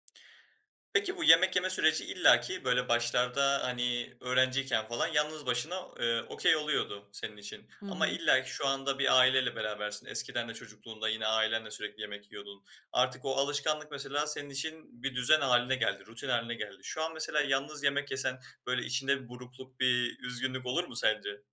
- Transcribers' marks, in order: in English: "okay"; other background noise
- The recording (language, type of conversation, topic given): Turkish, podcast, Hangi yemekler kötü bir günü daha iyi hissettirir?